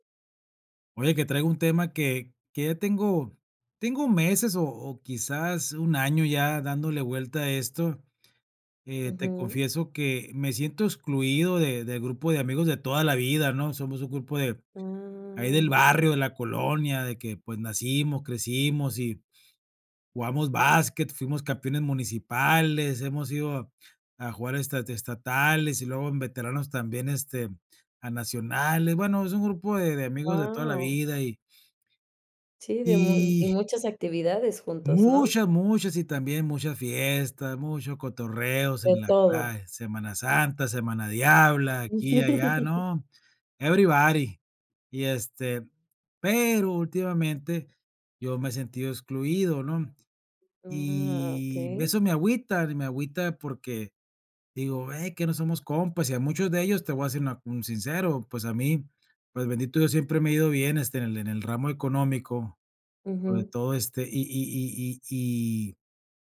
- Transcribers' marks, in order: chuckle
- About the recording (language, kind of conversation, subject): Spanish, advice, ¿Cómo puedo describir lo que siento cuando me excluyen en reuniones con mis amigos?